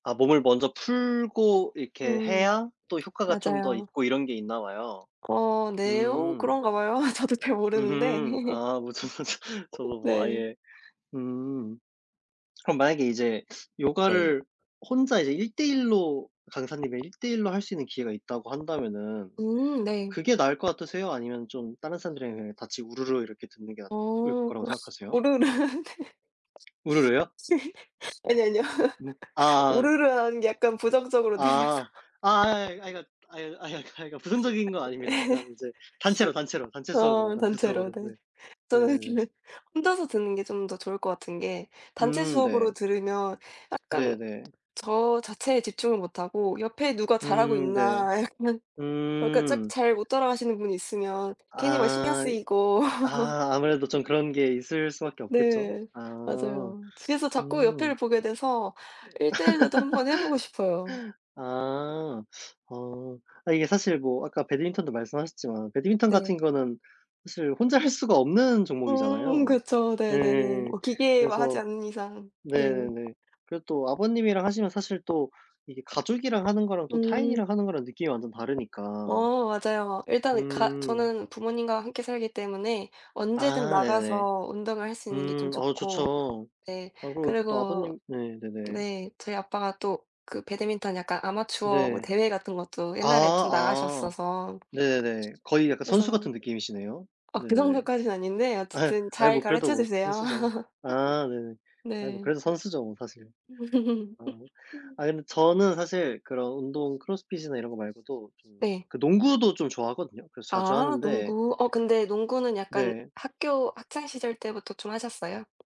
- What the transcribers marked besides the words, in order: tapping; laughing while speaking: "봐요. 저도"; laugh; laughing while speaking: "무슨"; other noise; other background noise; laugh; laughing while speaking: "우르르. 네"; laugh; laughing while speaking: "아니요"; laugh; laughing while speaking: "들려서"; laugh; laughing while speaking: "예"; laughing while speaking: "근데"; laughing while speaking: "약간"; laugh; laugh; laughing while speaking: "혼자 할"; laugh; laugh
- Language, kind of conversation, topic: Korean, unstructured, 운동을 하면서 가장 행복했던 기억이 있나요?
- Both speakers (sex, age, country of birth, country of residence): female, 20-24, South Korea, United States; male, 25-29, South Korea, South Korea